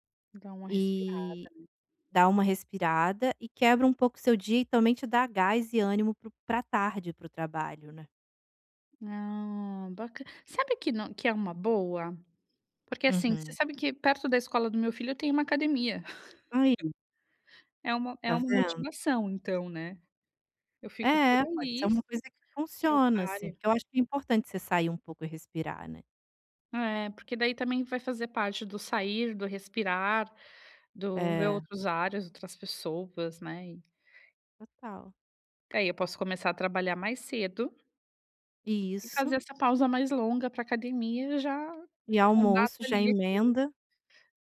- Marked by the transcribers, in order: tapping; chuckle; other background noise
- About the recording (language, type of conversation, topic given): Portuguese, advice, Como posso encontrar motivação nas tarefas do dia a dia?